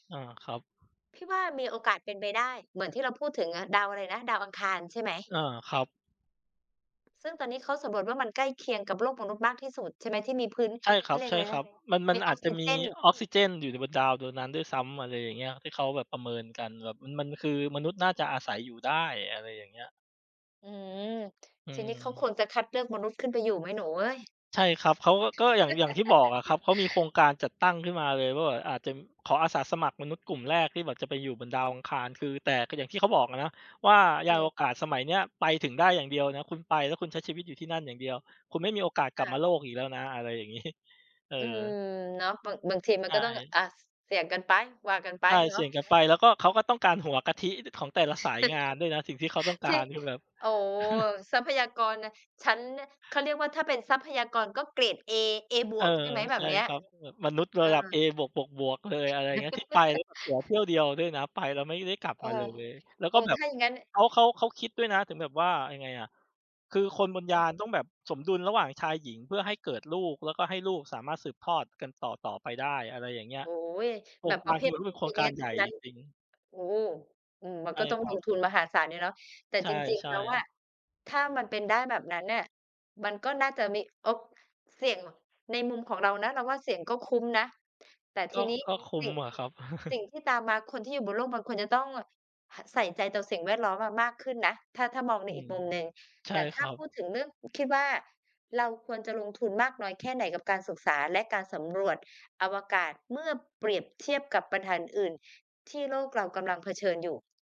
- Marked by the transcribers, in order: background speech; laugh; laughing while speaking: "งี้"; stressed: "ไป"; stressed: "ไป"; chuckle; chuckle; chuckle; in English: "genius"; chuckle
- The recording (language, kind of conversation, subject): Thai, unstructured, คุณคิดว่าการสำรวจอวกาศมีประโยชน์ต่อเราอย่างไร?